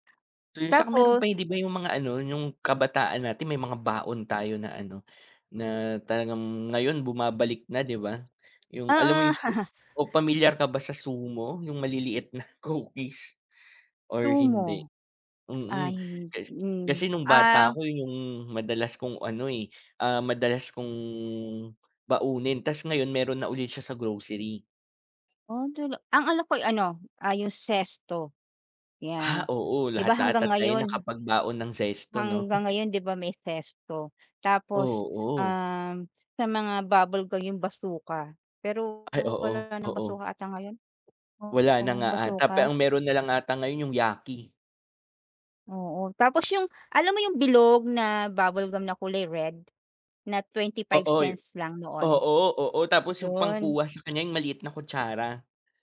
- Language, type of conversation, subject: Filipino, unstructured, Anong mga pagkain ang nagpapaalala sa iyo ng iyong pagkabata?
- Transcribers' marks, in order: chuckle; chuckle